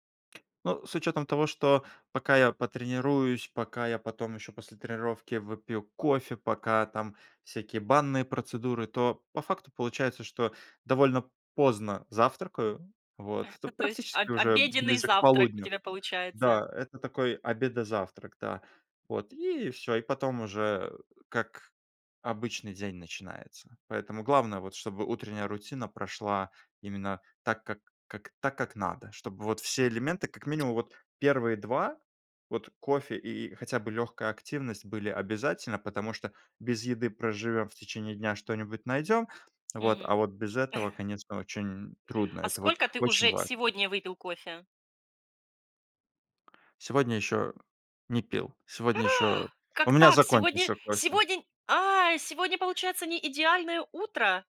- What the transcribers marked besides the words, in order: tapping; chuckle; inhale
- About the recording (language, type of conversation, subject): Russian, podcast, Расскажи про свой идеальный утренний распорядок?